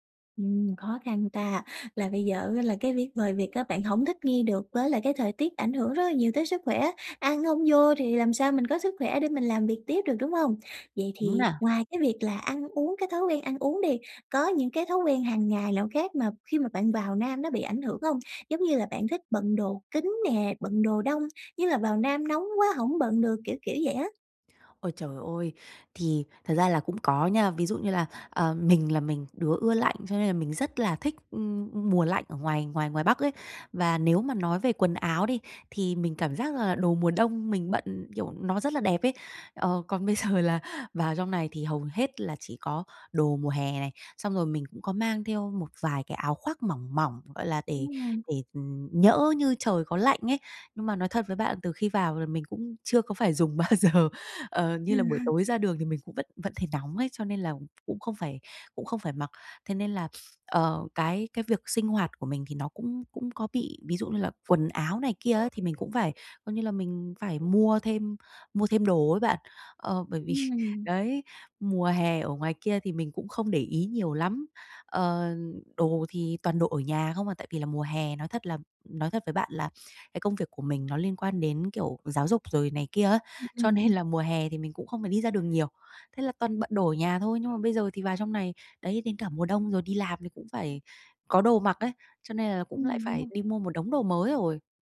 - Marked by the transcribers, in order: tapping; laughing while speaking: "giờ"; unintelligible speech; laughing while speaking: "bao giờ"; chuckle; other background noise; laughing while speaking: "vì"
- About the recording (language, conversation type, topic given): Vietnamese, advice, Làm sao để thích nghi khi thời tiết thay đổi mạnh?